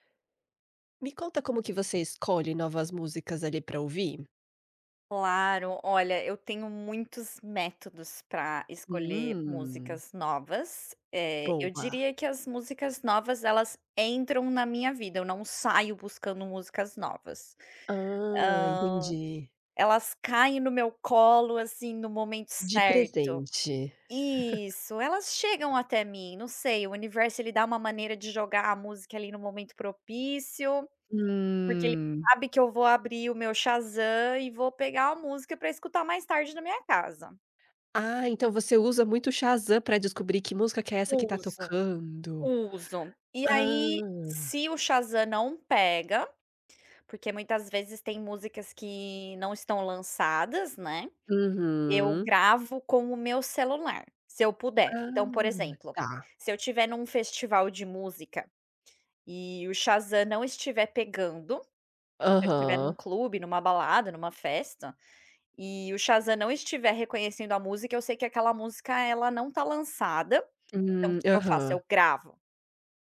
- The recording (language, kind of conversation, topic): Portuguese, podcast, Como você escolhe novas músicas para ouvir?
- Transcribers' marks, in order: giggle